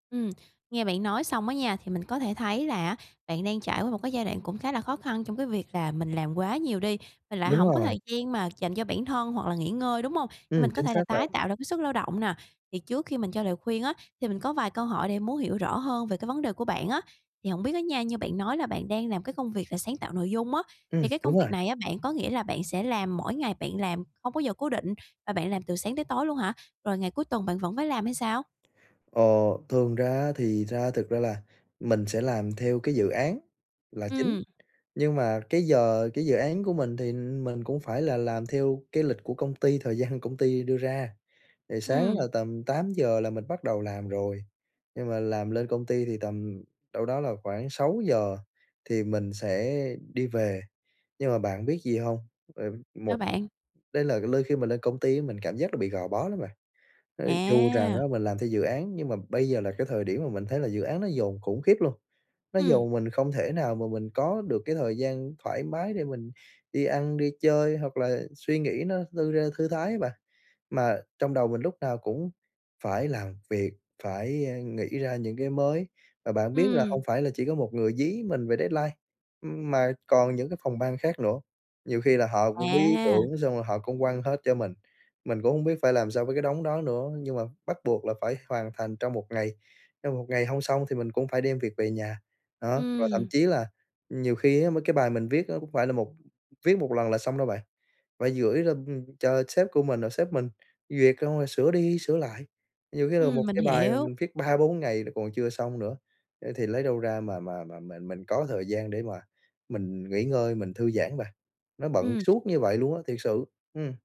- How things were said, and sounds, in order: tapping; other background noise; in English: "deadline"
- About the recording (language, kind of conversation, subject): Vietnamese, advice, Làm sao để dành thời gian nghỉ ngơi cho bản thân mỗi ngày?